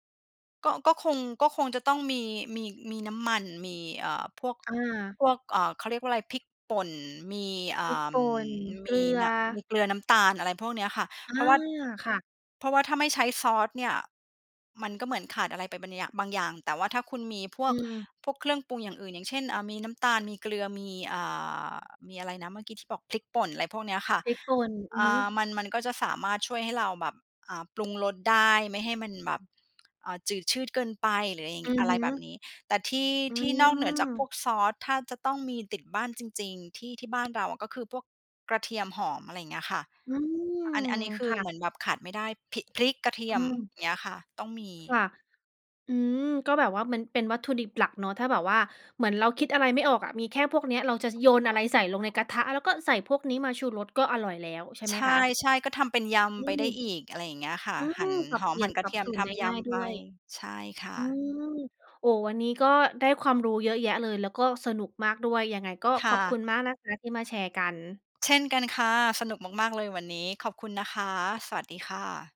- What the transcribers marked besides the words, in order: tapping; other background noise
- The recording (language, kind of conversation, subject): Thai, podcast, แนะนำสูตรทำอาหารง่ายๆ ที่ทำเองที่บ้านได้ไหม?